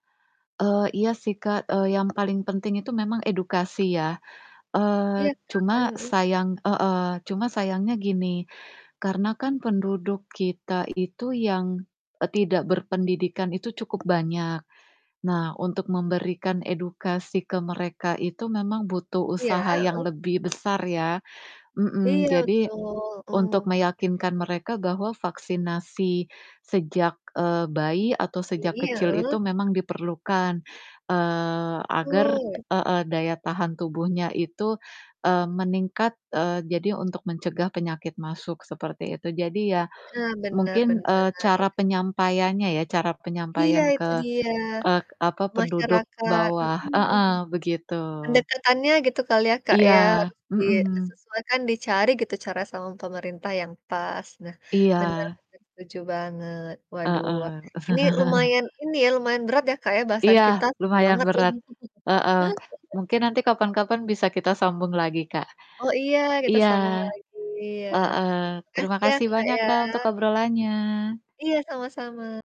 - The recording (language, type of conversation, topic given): Indonesian, unstructured, Apa pendapatmu tentang pentingnya vaksinasi bagi kesehatan masyarakat?
- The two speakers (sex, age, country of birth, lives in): female, 30-34, Indonesia, Indonesia; female, 40-44, Indonesia, Indonesia
- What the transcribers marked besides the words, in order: distorted speech; tapping; other background noise; laugh; laugh